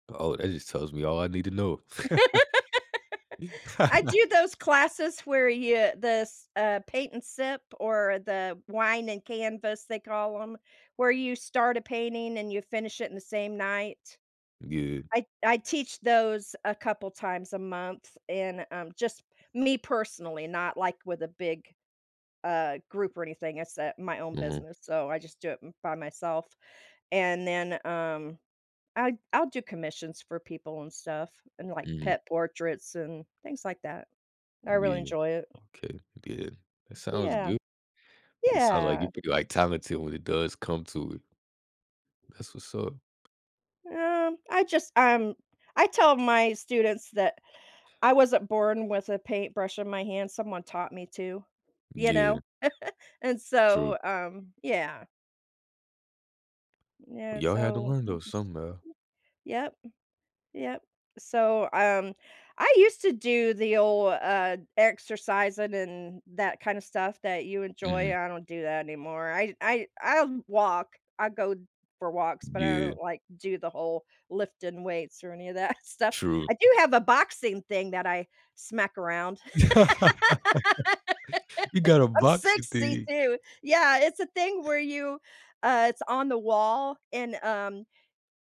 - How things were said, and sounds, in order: laugh; chuckle; other background noise; tapping; chuckle; alarm; laughing while speaking: "that"; laugh
- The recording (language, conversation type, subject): English, unstructured, What small daily habit brings you the most happiness?